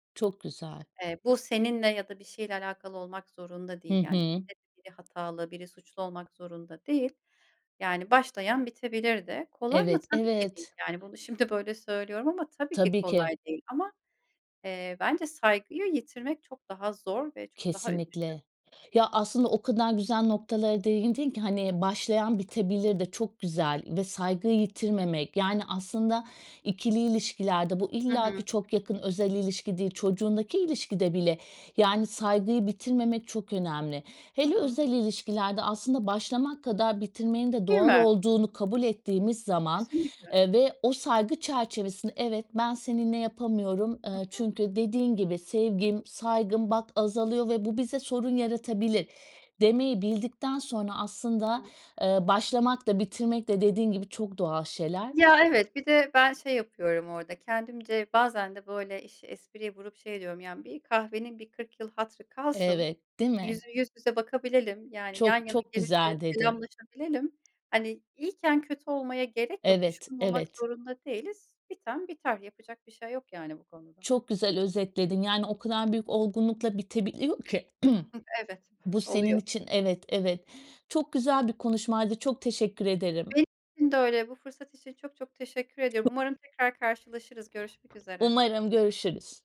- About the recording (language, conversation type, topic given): Turkish, podcast, Zor bir konuşmayı nasıl yönetiyorsun, buna bir örnek anlatır mısın?
- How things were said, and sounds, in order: other background noise; unintelligible speech; throat clearing; laughing while speaking: "oluyor"; unintelligible speech